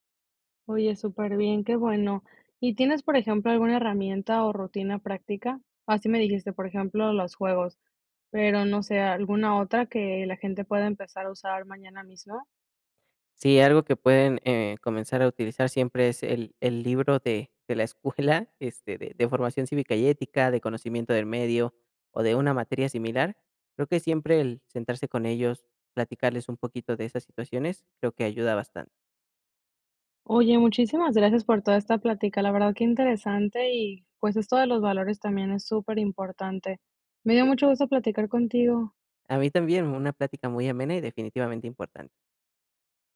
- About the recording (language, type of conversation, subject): Spanish, podcast, ¿Cómo compartes tus valores con niños o sobrinos?
- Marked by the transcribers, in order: chuckle